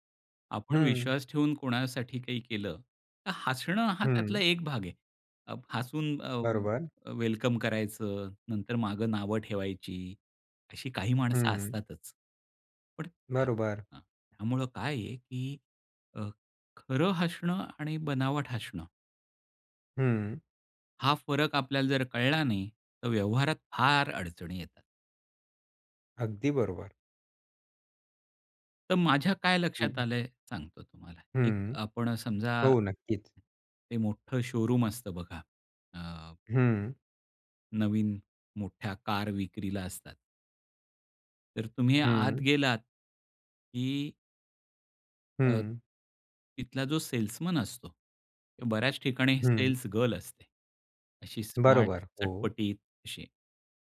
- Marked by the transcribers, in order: tapping; in English: "शोरूम"; in English: "सेल्समन"; in English: "सेल्स गर्ल"; in English: "स्मार्ट"
- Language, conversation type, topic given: Marathi, podcast, खऱ्या आणि बनावट हसण्यातला फरक कसा ओळखता?